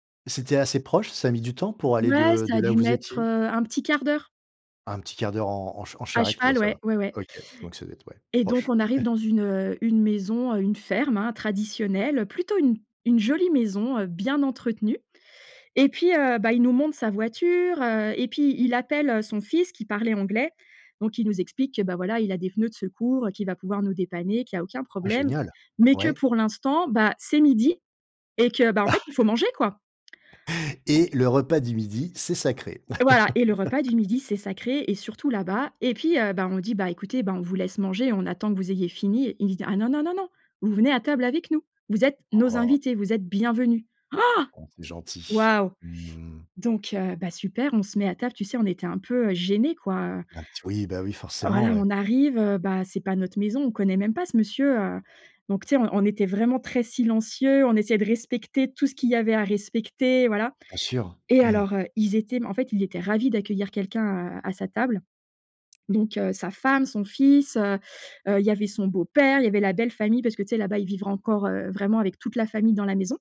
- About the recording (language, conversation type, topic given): French, podcast, Peux-tu raconter une expérience d’hospitalité inattendue ?
- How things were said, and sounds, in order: chuckle; chuckle; laugh; stressed: "Oh"; stressed: "père"